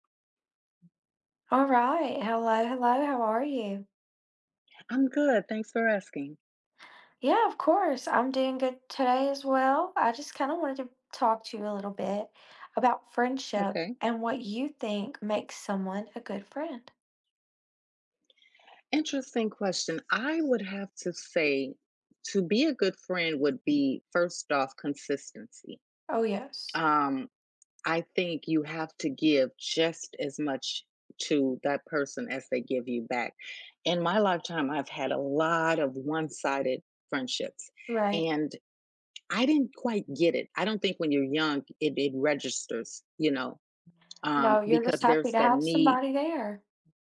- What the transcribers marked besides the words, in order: tapping; other background noise
- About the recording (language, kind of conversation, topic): English, podcast, How do you define a meaningful and lasting friendship?
- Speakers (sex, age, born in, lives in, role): female, 25-29, United States, United States, host; female, 50-54, United States, United States, guest